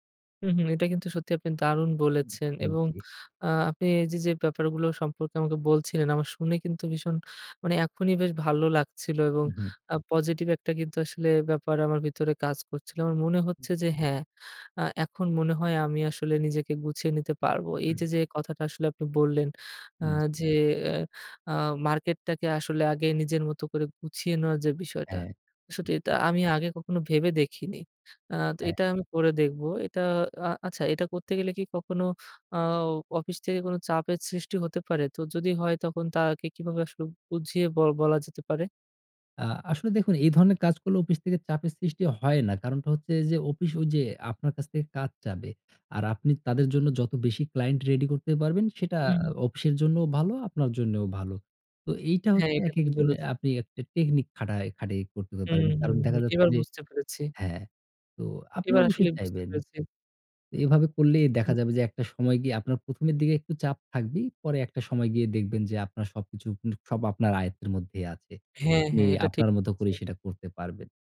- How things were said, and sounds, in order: other noise; tapping; "অফিস" said as "অপিস"
- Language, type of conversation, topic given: Bengali, advice, আমি কীভাবে কাজ আর বিশ্রামের মধ্যে সঠিক ভারসাম্য ও সীমা বজায় রাখতে পারি?